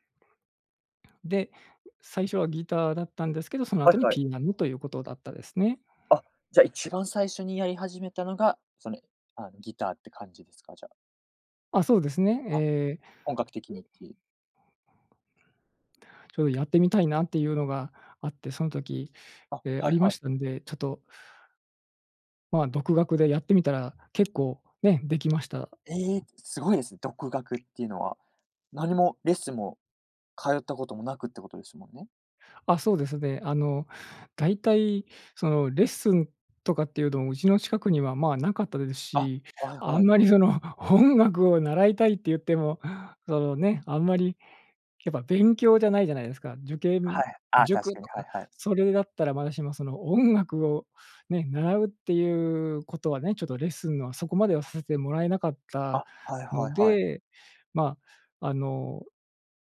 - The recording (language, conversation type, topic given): Japanese, podcast, 音楽と出会ったきっかけは何ですか？
- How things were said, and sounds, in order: tapping; other background noise